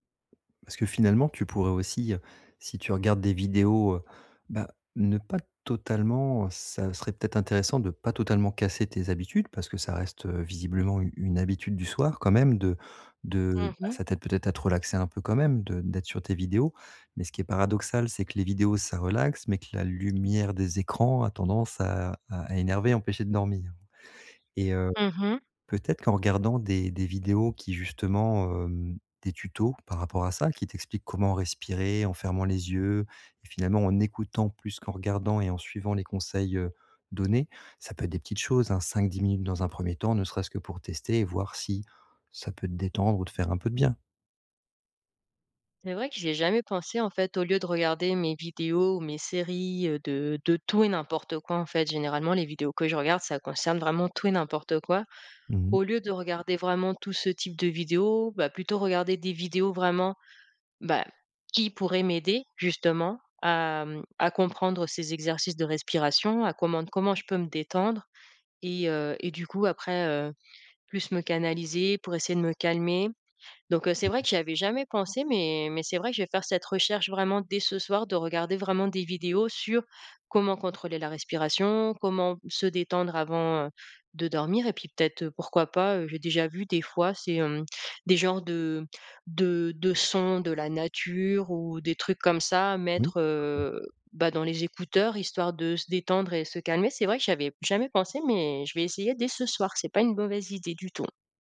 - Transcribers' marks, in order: stressed: "écoutant"; unintelligible speech
- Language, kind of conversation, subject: French, advice, Comment puis-je mieux me détendre avant de me coucher ?
- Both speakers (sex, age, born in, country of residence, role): female, 35-39, France, Portugal, user; male, 40-44, France, France, advisor